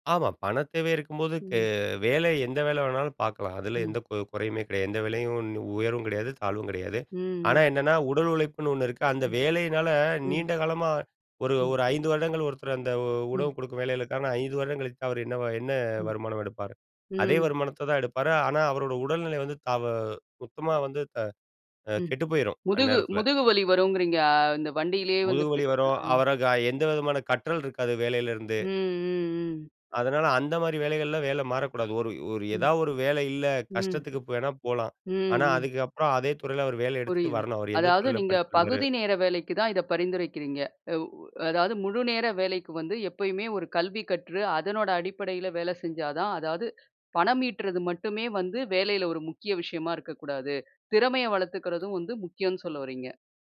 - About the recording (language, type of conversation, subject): Tamil, podcast, வேலை மாற்ற இப்போதே சரியான நேரமா, இல்லையா எதிர்கால வளர்ச்சிக்காக இன்னும் காத்திருக்கலாமா?
- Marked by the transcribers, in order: other noise